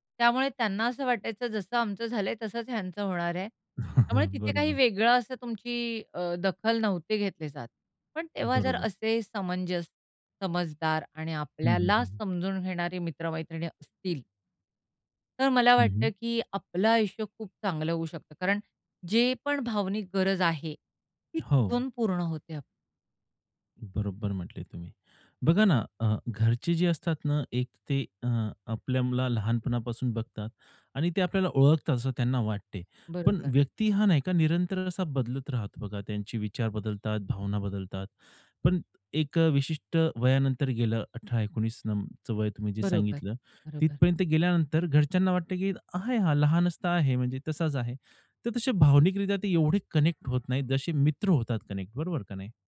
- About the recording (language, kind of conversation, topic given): Marathi, podcast, कुटुंब आणि मित्र यांमधला आधार कसा वेगळा आहे?
- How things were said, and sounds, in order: other background noise; chuckle; tapping; in English: "कनेक्ट"; in English: "कनेक्ट"